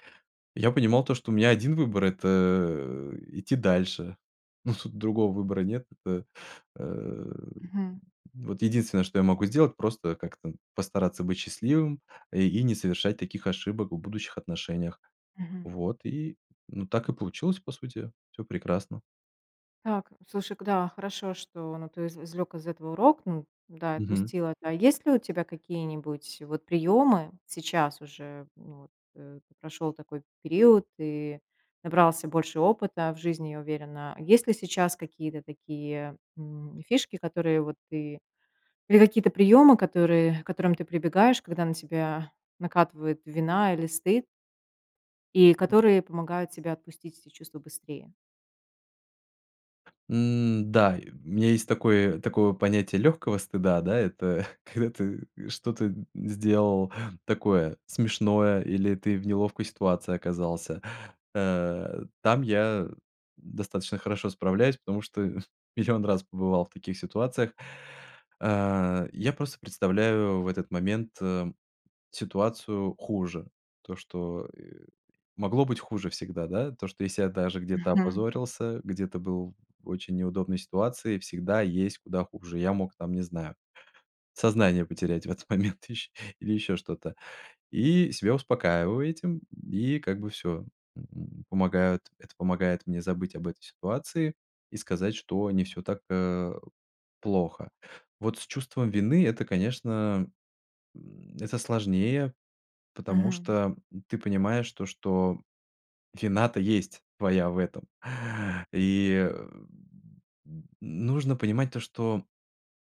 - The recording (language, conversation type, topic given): Russian, podcast, Как ты справляешься с чувством вины или стыда?
- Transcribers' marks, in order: chuckle; tapping; other background noise; chuckle; chuckle